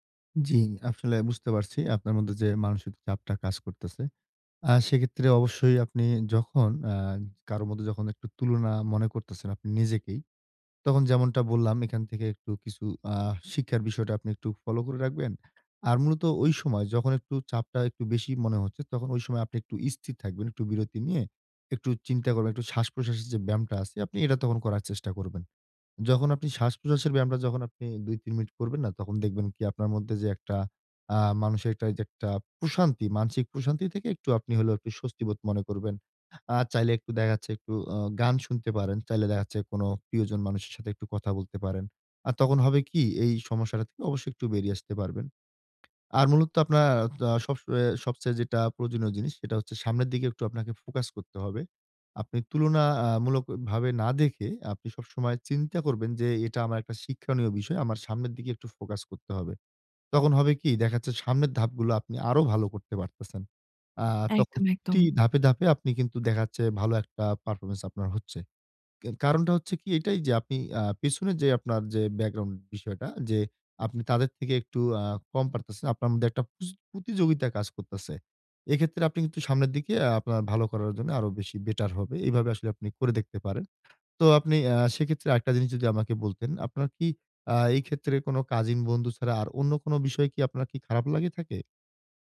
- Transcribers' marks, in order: "আসলে" said as "আফসলে"; tapping; "প্রতিযোগিতায়" said as "পুতিযোগিতা"; "লেগে" said as "লাগি"
- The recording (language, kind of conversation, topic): Bengali, advice, অন্যদের সঙ্গে নিজেকে তুলনা না করে আমি কীভাবে আত্মসম্মান বজায় রাখতে পারি?